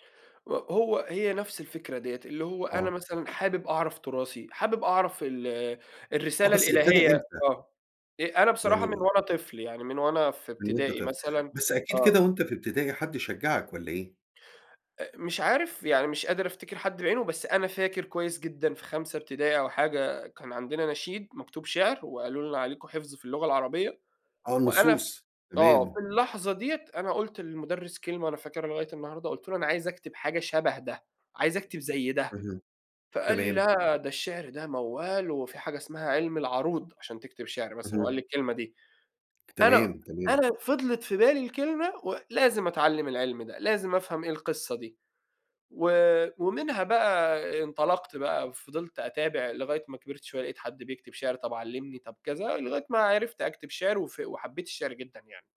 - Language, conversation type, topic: Arabic, podcast, إزاي نقدر نخلّي التراث يفضل حي للأجيال اللي جاية؟
- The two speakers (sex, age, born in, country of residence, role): male, 30-34, Saudi Arabia, Egypt, guest; male, 55-59, Egypt, United States, host
- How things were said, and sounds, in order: tapping